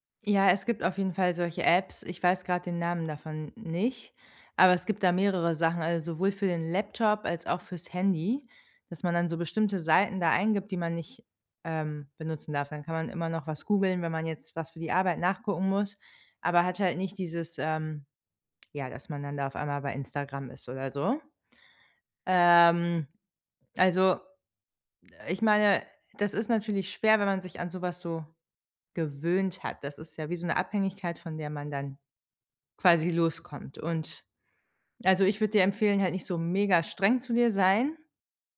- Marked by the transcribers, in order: drawn out: "Ähm"
- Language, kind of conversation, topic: German, advice, Wie raubt dir ständiges Multitasking Produktivität und innere Ruhe?